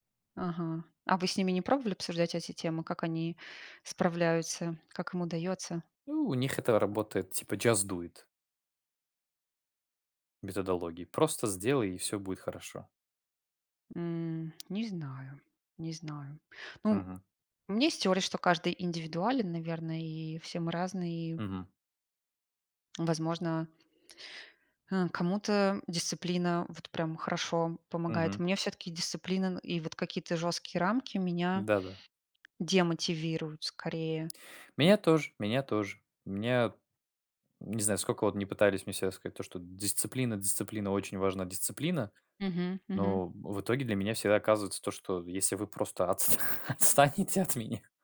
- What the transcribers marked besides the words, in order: in English: "just do it"; tapping; other background noise; laughing while speaking: "отс отстанете от меня"
- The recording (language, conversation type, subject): Russian, unstructured, Какие технологии помогают вам в организации времени?
- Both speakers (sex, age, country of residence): female, 40-44, Italy; male, 25-29, Poland